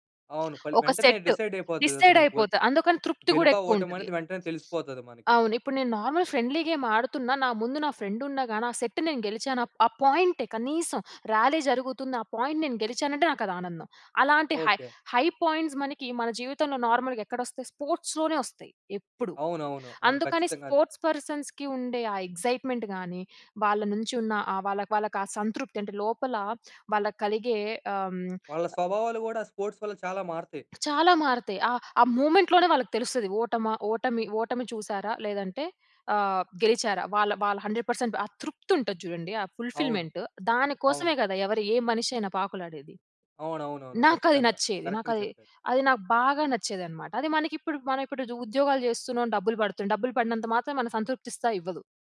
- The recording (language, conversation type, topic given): Telugu, podcast, చిన్నప్పుడే మీకు ఇష్టమైన ఆట ఏది, ఎందుకు?
- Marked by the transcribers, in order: in English: "సెట్ డిసైడ్"; in English: "డిసైడ్"; sniff; in English: "నార్మల్ ఫ్రెండ్లీ గేమ్"; in English: "ఫ్రెండ్"; in English: "సెట్"; in English: "పాయింట్"; in English: "హై హై పాయింట్స్"; in English: "నార్మల్‌గా"; in English: "స్పోర్ట్స్‌లోనే"; in English: "స్పోర్ట్స్ పర్సన్స్‌కి"; in English: "ఎగ్జైట్మెంట్‌గానీ"; other noise; in English: "స్పోర్ట్స్"; other background noise; in English: "మూవ్‌మెంట్‌లోనే"; in English: "హండ్రెడ్ పర్సెంట్"; in English: "ఫుల్‌ఫిల్‌మెంట్"; in English: "కరెక్ట్‌గా"